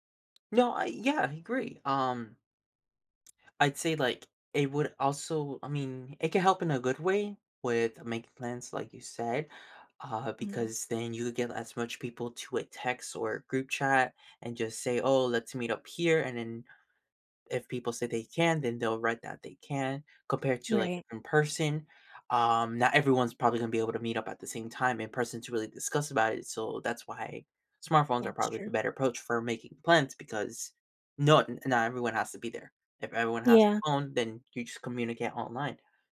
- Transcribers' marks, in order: tapping
- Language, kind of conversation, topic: English, unstructured, How have smartphones changed the way we communicate?